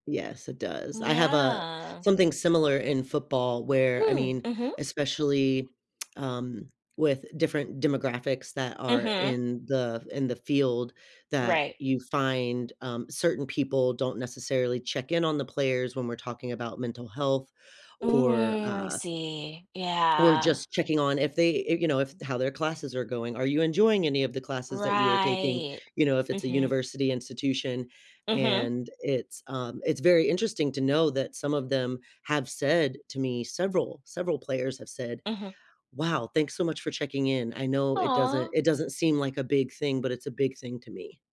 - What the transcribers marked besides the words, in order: tapping; other background noise
- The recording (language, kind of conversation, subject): English, unstructured, What do you like most about your job?
- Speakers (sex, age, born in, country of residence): female, 40-44, United States, United States; female, 40-44, United States, United States